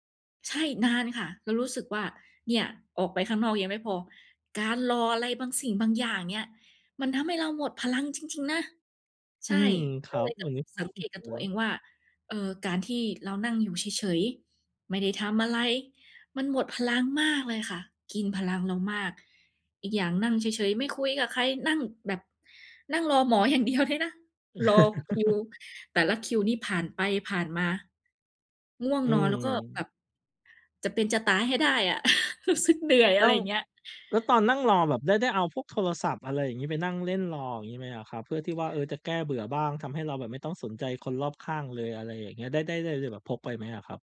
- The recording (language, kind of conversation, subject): Thai, podcast, คุณสังเกตไหมว่าอะไรทำให้คุณรู้สึกมีพลังหรือหมดพลัง?
- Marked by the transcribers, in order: unintelligible speech; laughing while speaking: "อย่างเดียวด้วยนะ"; laugh; laugh; laughing while speaking: "รู้สึก"